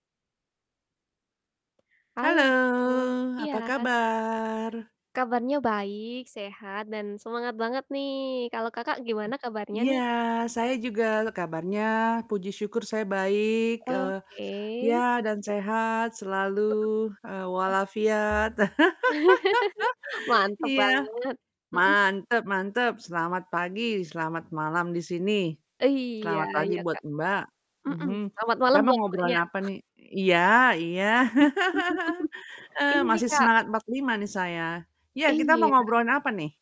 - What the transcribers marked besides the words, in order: static; distorted speech; drawn out: "Halo"; drawn out: "kabar?"; other background noise; mechanical hum; laugh; laugh; tapping
- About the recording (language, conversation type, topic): Indonesian, unstructured, Apa yang paling membuatmu kesal saat menggunakan teknologi?